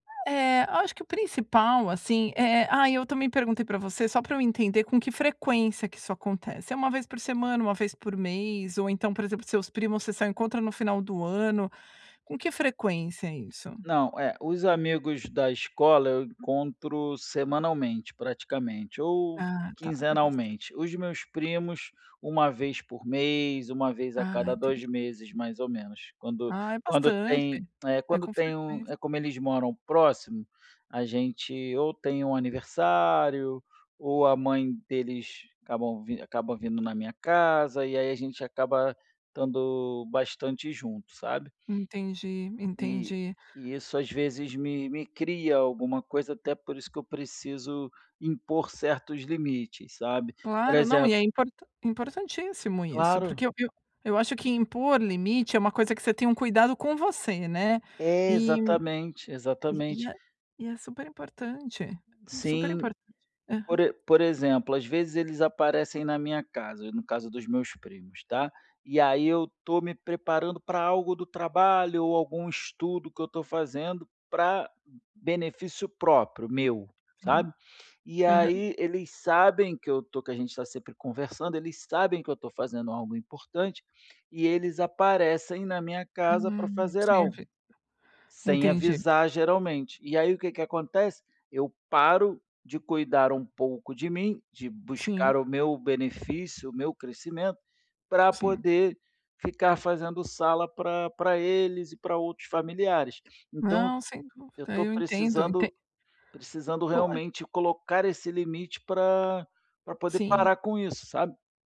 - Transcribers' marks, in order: other background noise; tapping
- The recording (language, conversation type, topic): Portuguese, advice, Como posso manter minha saúde mental e estabelecer limites durante festas e celebrações?